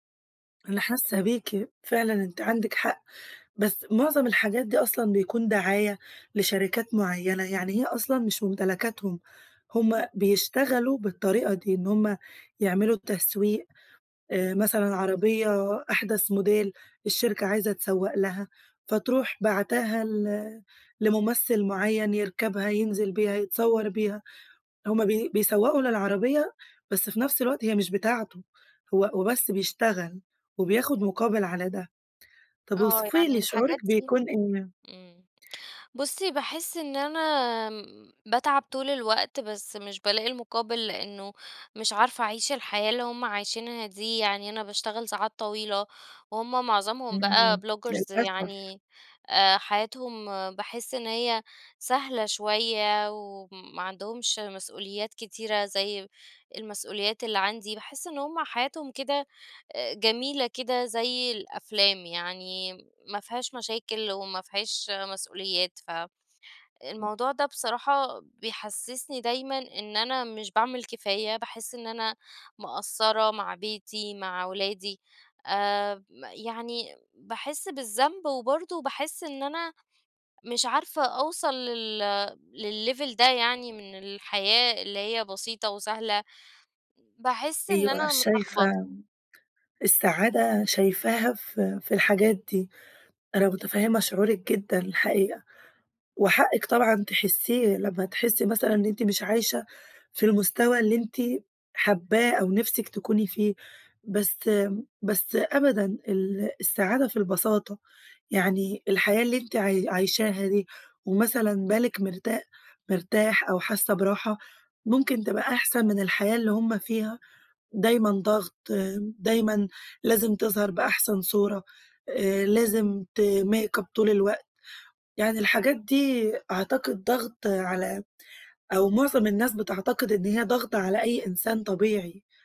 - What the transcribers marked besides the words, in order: in English: "موديل"; in English: "بلوجرز"; in English: "لليفل"; in English: "make up"
- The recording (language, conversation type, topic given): Arabic, advice, ازاي ضغط السوشيال ميديا بيخلّيني أقارن حياتي بحياة غيري وأتظاهر إني مبسوط؟